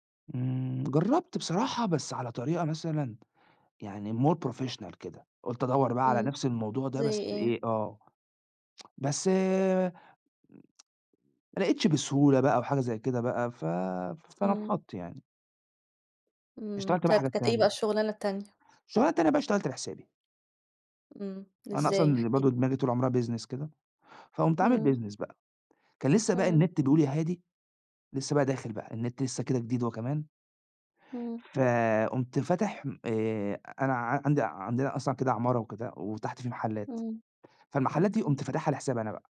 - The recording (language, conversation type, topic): Arabic, podcast, إزاي بتحافظ على التوازن بين الشغل والحياة؟
- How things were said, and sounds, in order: in English: "More professional"; tsk; other background noise; tsk; in English: "Business"; in English: "Business"